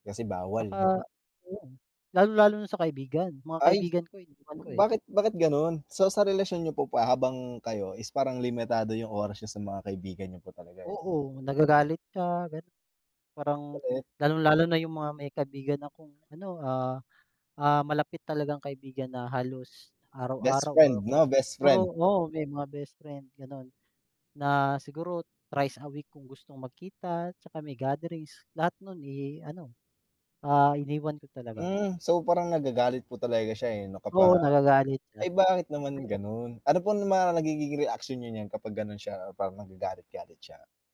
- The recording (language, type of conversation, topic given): Filipino, unstructured, Ano ang nararamdaman mo kapag iniwan ka ng taong mahal mo?
- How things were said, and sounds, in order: other background noise